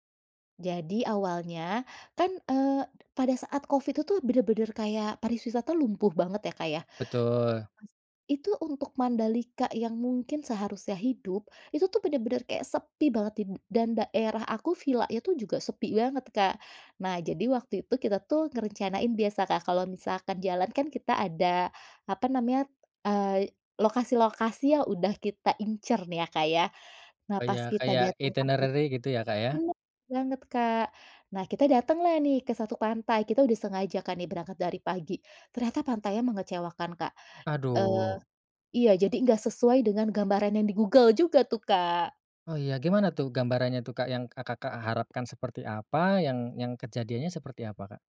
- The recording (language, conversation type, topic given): Indonesian, podcast, Apa pelajaran penting yang kamu dapat saat nyasar di perjalanan?
- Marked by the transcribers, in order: other background noise; "pariwisata" said as "pariswisata"; in English: "itinerary"